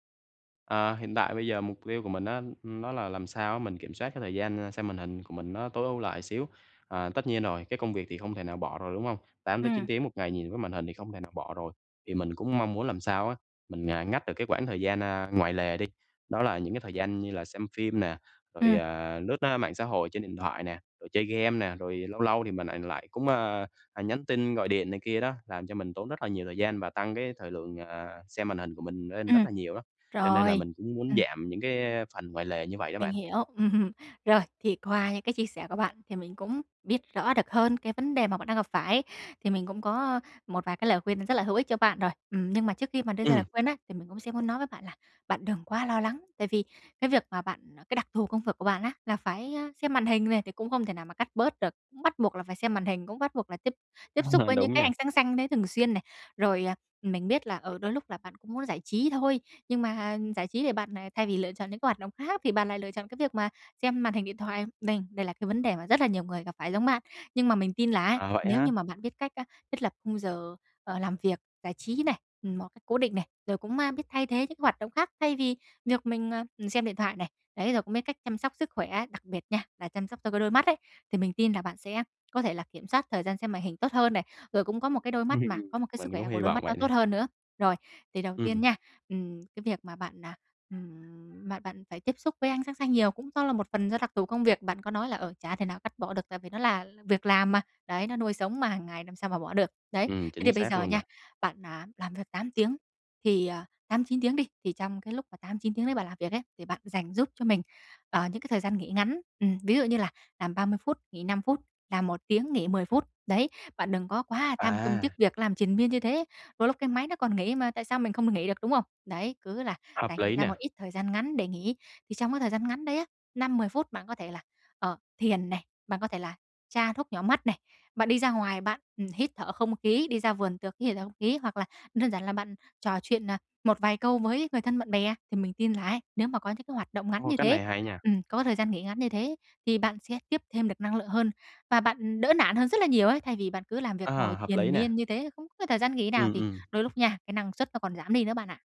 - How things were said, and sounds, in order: other background noise; tapping; laughing while speaking: "Ừm"; laughing while speaking: "Ờ"; laugh
- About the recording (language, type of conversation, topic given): Vietnamese, advice, Làm thế nào để kiểm soát thời gian xem màn hình hằng ngày?